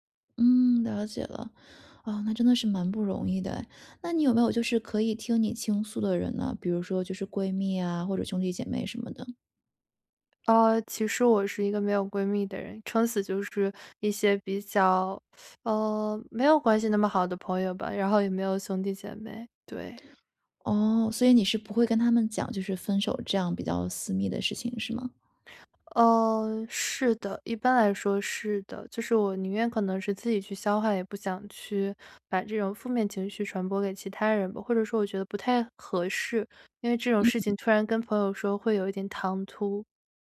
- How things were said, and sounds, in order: teeth sucking
- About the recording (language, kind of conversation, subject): Chinese, advice, 分手后我该如何开始自我修复并实现成长？